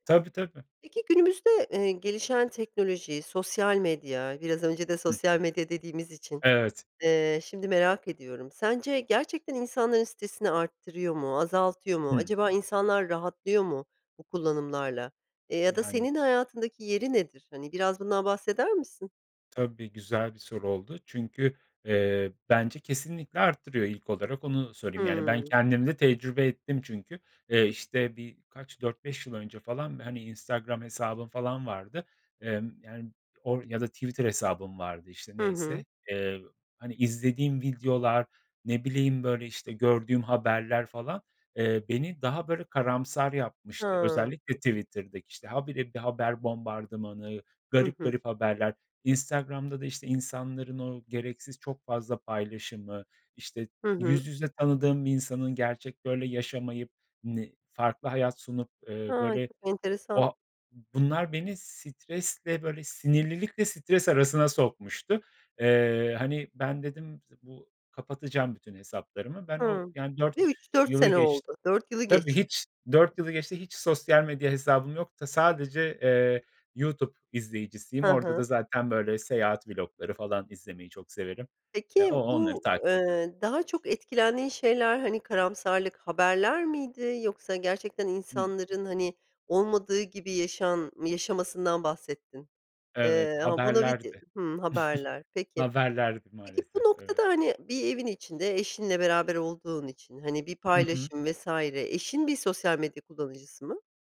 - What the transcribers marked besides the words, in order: other background noise; tapping; chuckle
- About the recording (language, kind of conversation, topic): Turkish, podcast, Stresle başa çıkarken kullandığın yöntemler neler?